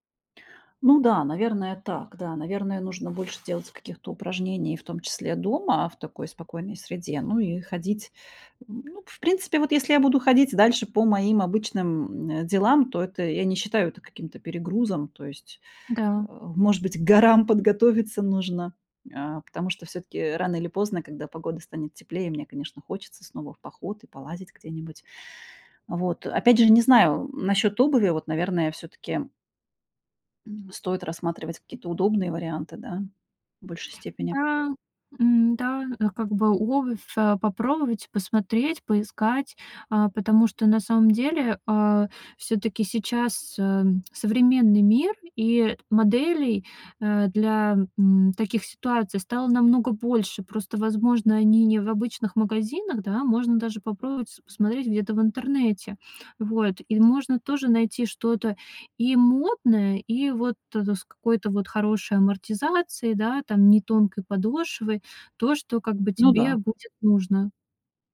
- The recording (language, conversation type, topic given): Russian, advice, Как внезапная болезнь или травма повлияла на ваши возможности?
- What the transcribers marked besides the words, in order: other background noise; tapping